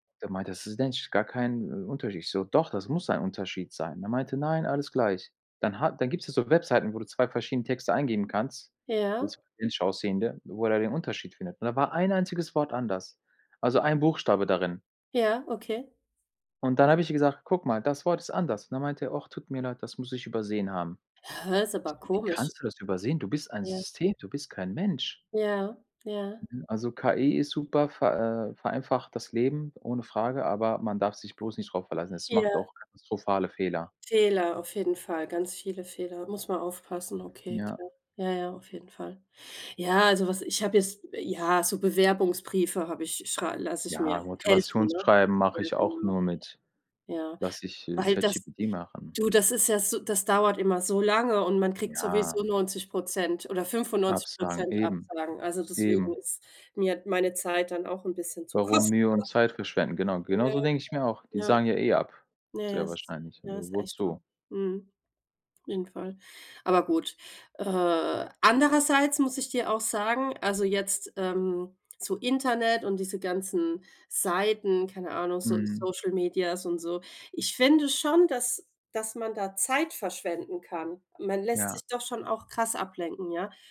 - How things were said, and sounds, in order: unintelligible speech; stressed: "ein"; drawn out: "Ja"; laughing while speaking: "kostbar"; "Media" said as "Medias"
- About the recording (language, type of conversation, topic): German, unstructured, Wie verändert Technologie unseren Alltag wirklich?